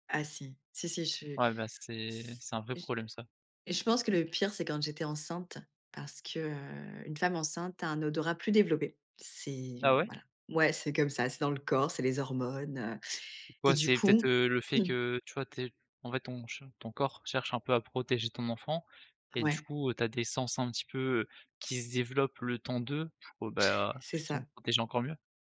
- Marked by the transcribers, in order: unintelligible speech
- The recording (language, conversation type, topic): French, podcast, Quelles odeurs dans la maison te rappellent un moment heureux ?